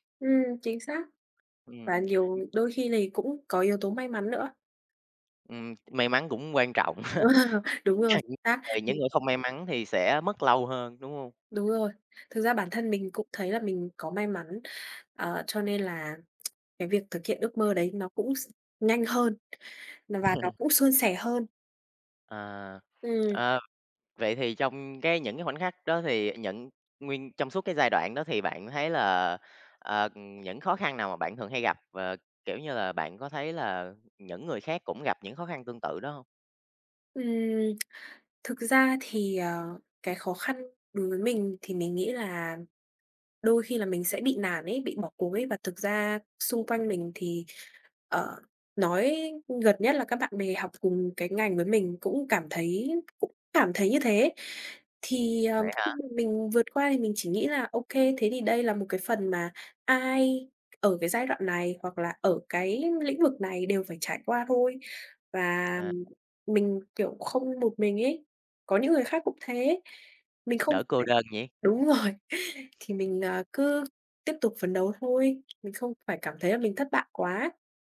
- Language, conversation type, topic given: Vietnamese, unstructured, Bạn làm thế nào để biến ước mơ thành những hành động cụ thể và thực tế?
- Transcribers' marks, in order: tapping; other background noise; chuckle; laughing while speaking: "Wow!"; tsk; laugh; laughing while speaking: "đúng rồi"